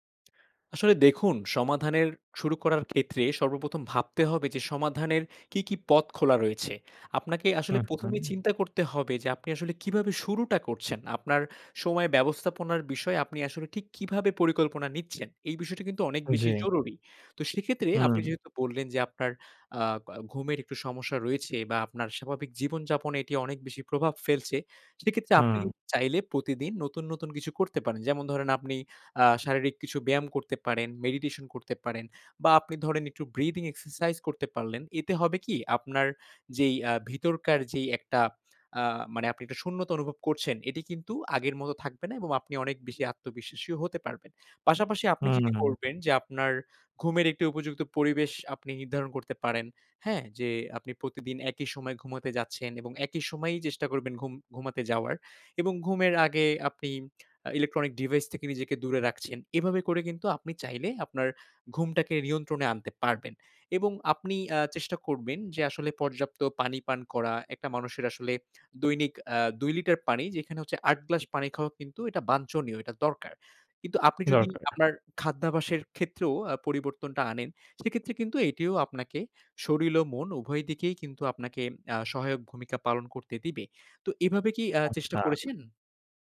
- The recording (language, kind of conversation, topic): Bengali, advice, সময় ব্যবস্থাপনায় আমি কেন বারবার তাল হারিয়ে ফেলি?
- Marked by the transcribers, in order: lip smack; tapping; other background noise; lip smack; lip smack; "শরীর" said as "শরীল"